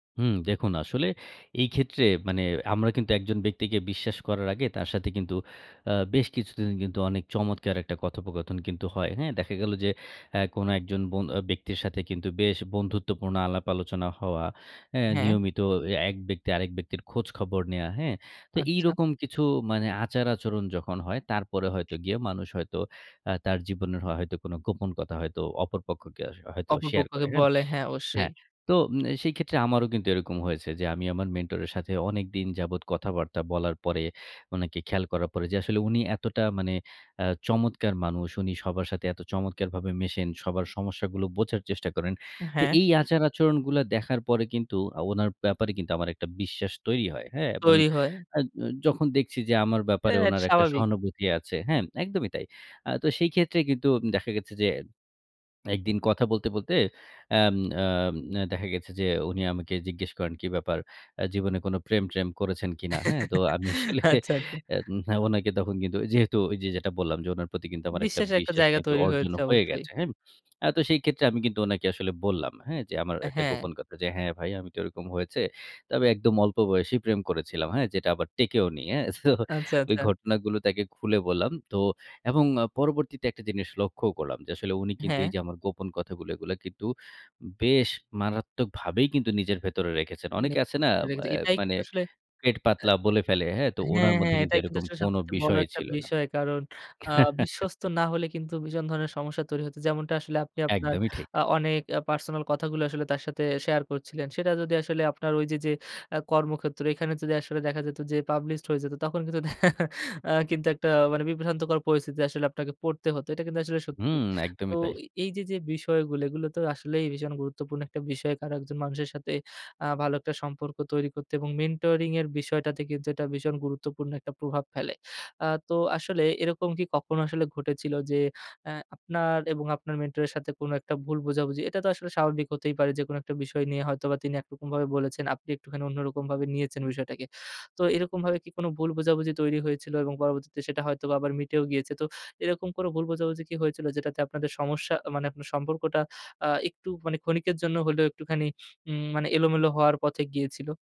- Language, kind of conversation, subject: Bengali, podcast, মেন্টরিংয়ে কীভাবে বিশ্বাস গড়ে তোলা যায়?
- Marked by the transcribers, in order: other background noise; chuckle; laughing while speaking: "আসলে এন"; laughing while speaking: "হ্যাঁ। তো"; other noise; chuckle; in English: "পাবলিশড"; laughing while speaking: "তখন কিন্তু"; in English: "মেন্টরিং"